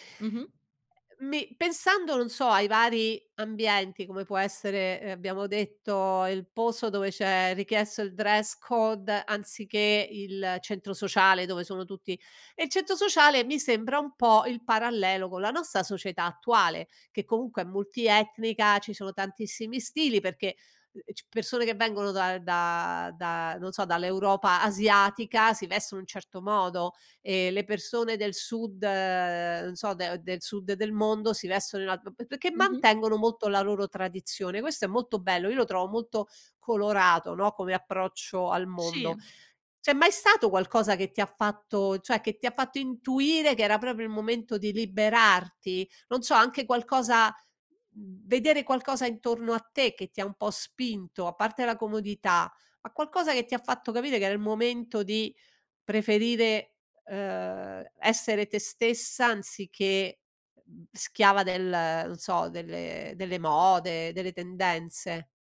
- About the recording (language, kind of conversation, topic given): Italian, podcast, Come pensi che evolva il tuo stile con l’età?
- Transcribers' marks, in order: other background noise; put-on voice: "code"; "centro" said as "cento"; "perché" said as "peché"